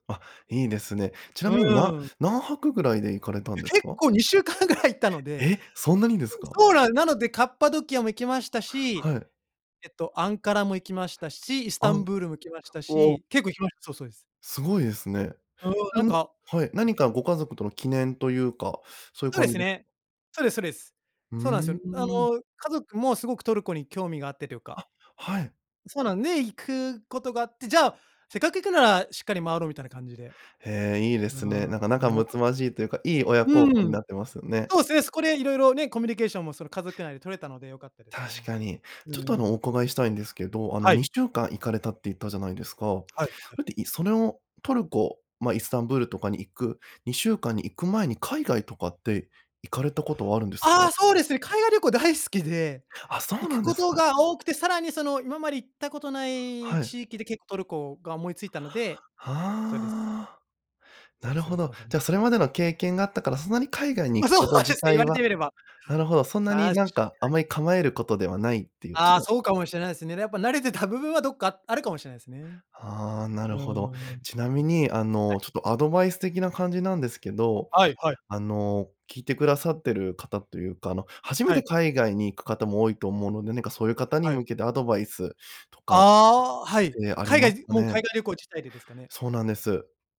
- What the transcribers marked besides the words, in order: laughing while speaking: "にしゅうかん ぐらい"; other background noise; unintelligible speech; laughing while speaking: "そうですね"
- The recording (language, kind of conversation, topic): Japanese, podcast, 一番心に残っている旅のエピソードはどんなものでしたか？